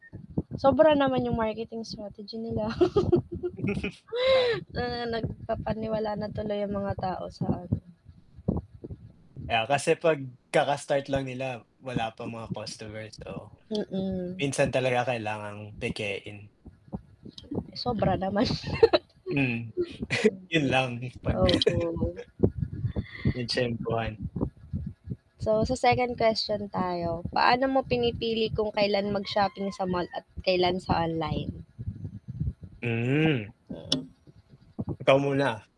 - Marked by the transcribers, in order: wind; in English: "marketing strategy"; chuckle; tapping; laugh; other animal sound
- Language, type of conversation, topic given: Filipino, unstructured, Ano ang mas pinapaboran mo: mamili sa mall o sa internet?